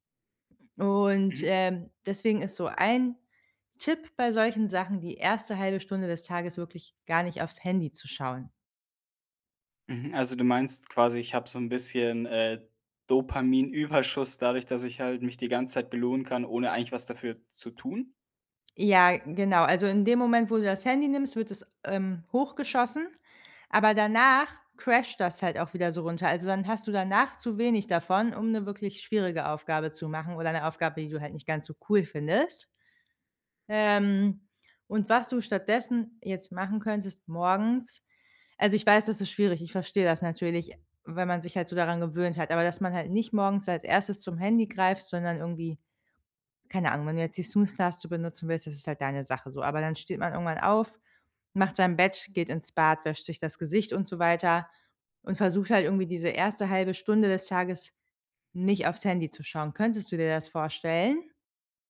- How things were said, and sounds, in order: laughing while speaking: "Dopaminüberschuss"; in English: "Snooze"
- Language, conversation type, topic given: German, advice, Wie raubt dir ständiges Multitasking Produktivität und innere Ruhe?